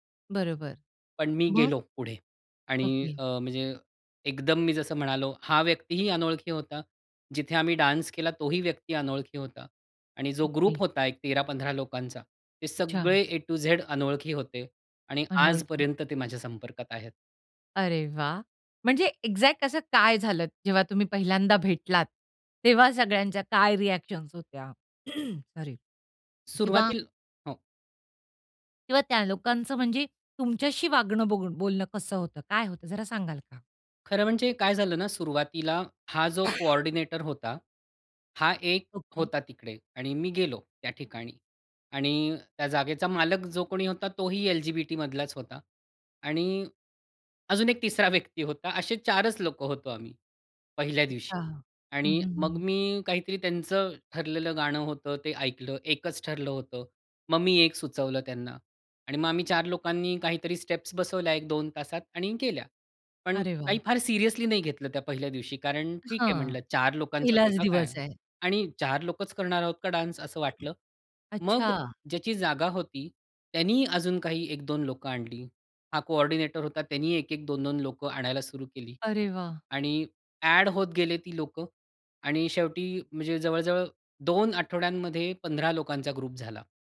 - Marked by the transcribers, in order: in English: "डान्स"; in English: "ग्रुप"; in English: "एक्झॅक्ट"; in English: "रिअ‍ॅक्शन्स"; throat clearing; cough; in English: "कोऑर्डिनेटर"; in English: "स्टेप्स"; in English: "डान्स"; other background noise; in English: "कोऑर्डिनेटर"; in English: "ग्रुप"
- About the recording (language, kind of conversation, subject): Marathi, podcast, छंदांमुळे तुम्हाला नवीन ओळखी आणि मित्र कसे झाले?